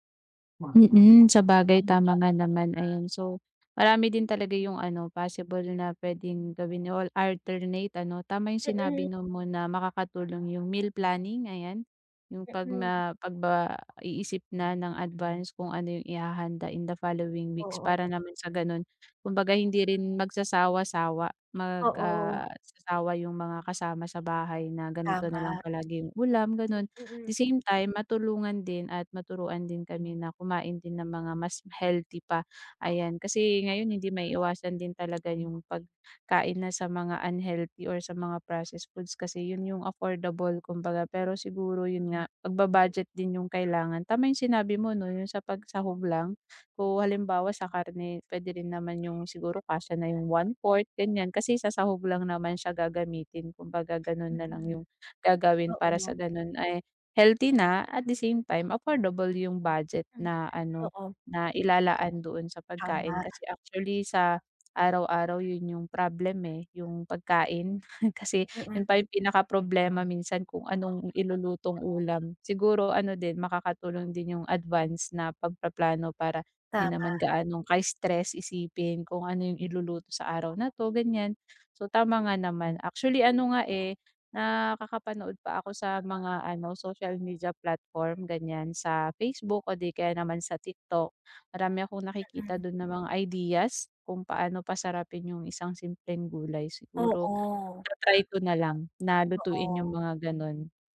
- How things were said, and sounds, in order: other background noise; alarm; tapping; scoff
- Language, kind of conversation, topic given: Filipino, advice, Paano ako makakapagbadyet para sa masustansiyang pagkain bawat linggo?